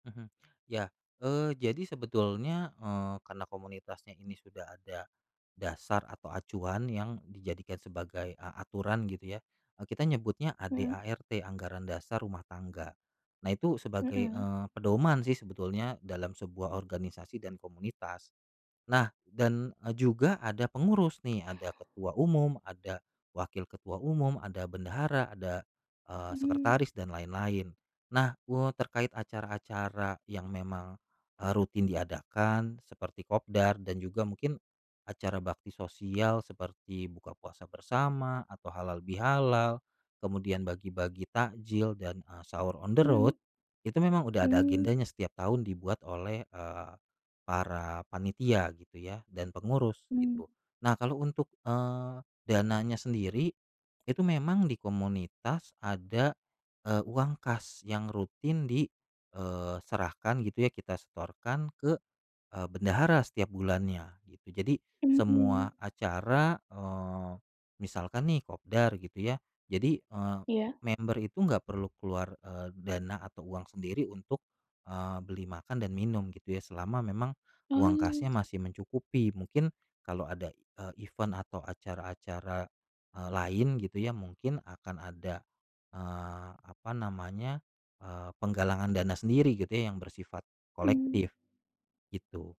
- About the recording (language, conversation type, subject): Indonesian, podcast, Apa yang membuat seseorang merasa menjadi bagian dari sebuah komunitas?
- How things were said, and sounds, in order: in English: "on the road"; in English: "member"; tapping; in English: "event"